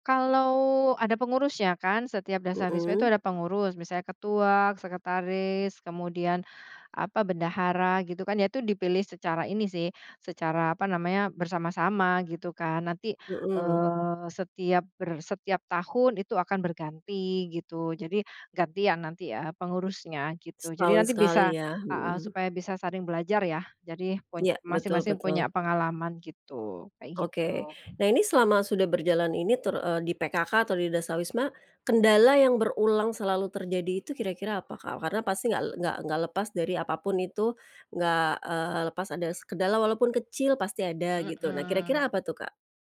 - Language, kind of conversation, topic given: Indonesian, podcast, Bagaimana cara memulai kelompok saling bantu di lingkungan RT/RW?
- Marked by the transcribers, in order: other background noise